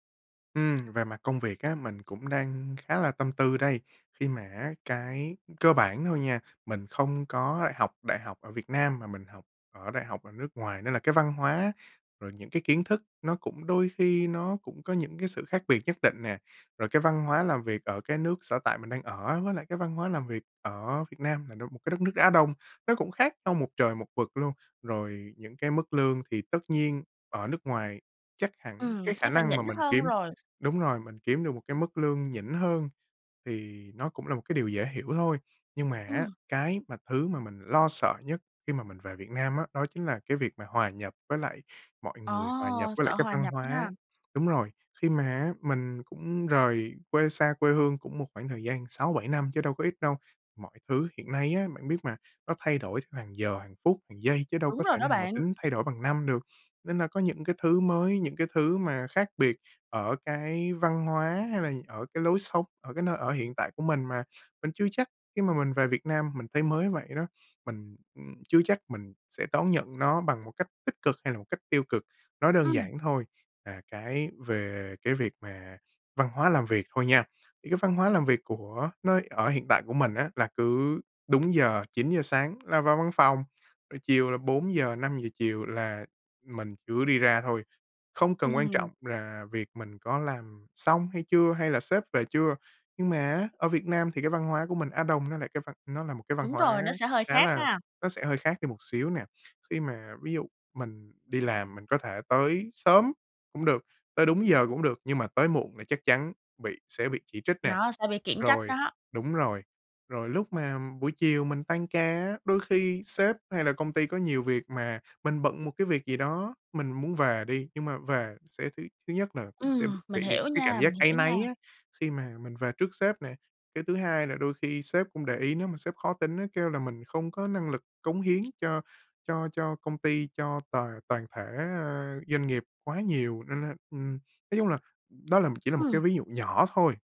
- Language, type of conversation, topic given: Vietnamese, advice, Làm thế nào để vượt qua nỗi sợ khi phải đưa ra những quyết định lớn trong đời?
- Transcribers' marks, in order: tapping; other background noise